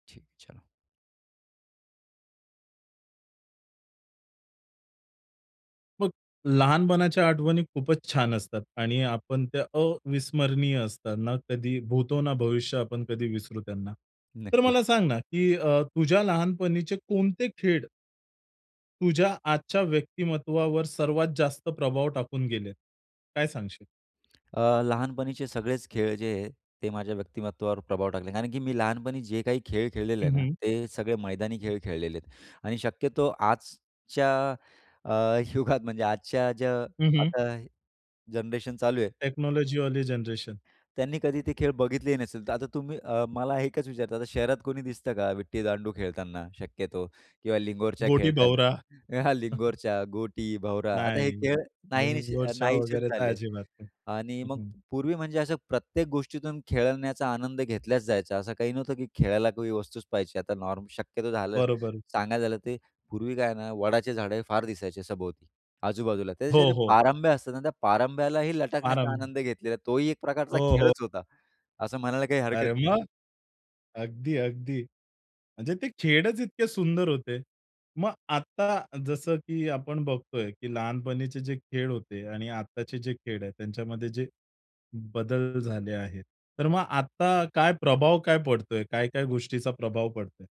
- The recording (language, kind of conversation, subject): Marathi, podcast, लहानपणीच्या खेळांनी तुमच्यावर कसा परिणाम केला?
- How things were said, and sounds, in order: tapping; in English: "टेक्नॉलॉजीवाली"; other background noise; chuckle; in English: "नॉर्म"